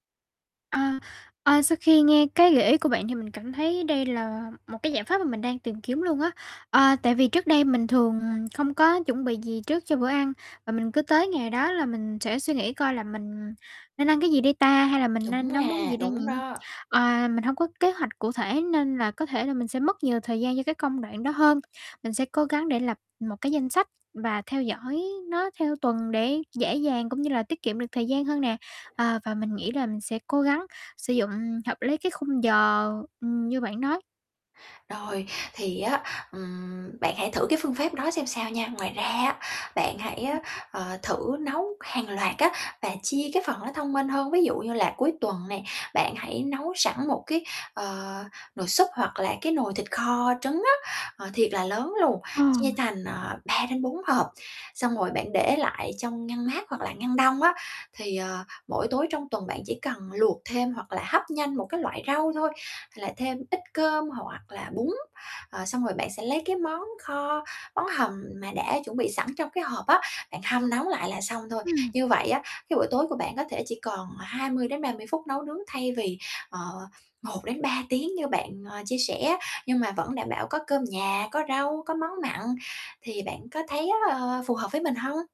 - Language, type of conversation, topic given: Vietnamese, advice, Làm thế nào để tối ưu thời gian nấu nướng hàng tuần mà vẫn ăn uống lành mạnh?
- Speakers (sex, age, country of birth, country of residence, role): female, 18-19, Vietnam, Vietnam, user; female, 25-29, Vietnam, Japan, advisor
- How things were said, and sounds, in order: tapping; other background noise; mechanical hum